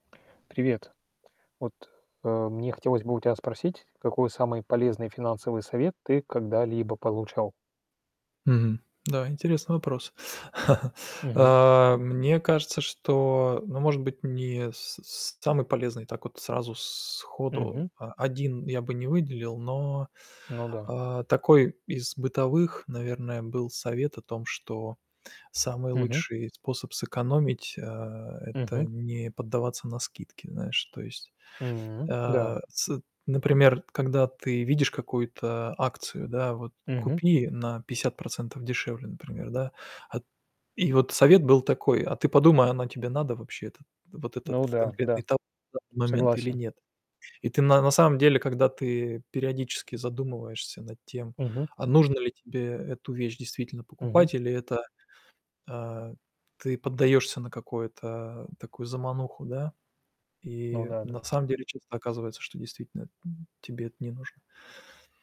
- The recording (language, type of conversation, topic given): Russian, unstructured, Какой самый полезный финансовый совет ты когда-либо получал?
- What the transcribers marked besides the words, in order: tapping; chuckle; distorted speech; other noise